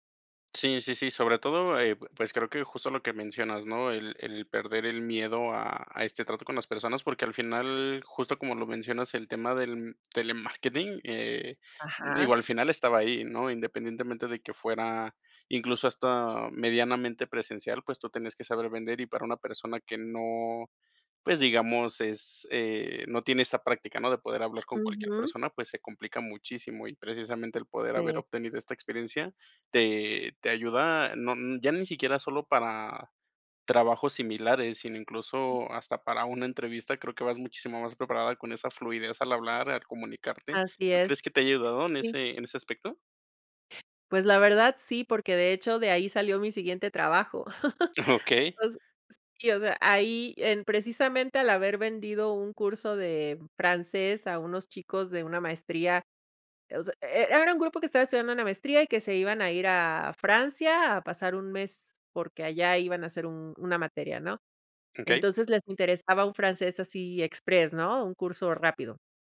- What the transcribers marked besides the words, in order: other background noise; laughing while speaking: "Okey"; chuckle; sniff
- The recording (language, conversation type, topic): Spanish, podcast, ¿Cuál fue tu primer trabajo y qué aprendiste de él?